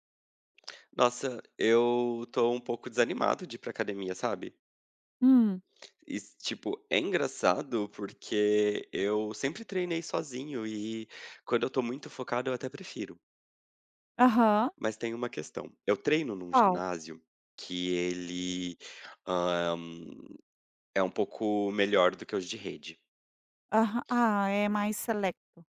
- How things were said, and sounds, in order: in Spanish: "selecto"
- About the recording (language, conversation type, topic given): Portuguese, advice, Como posso lidar com a falta de um parceiro ou grupo de treino, a sensação de solidão e a dificuldade de me manter responsável?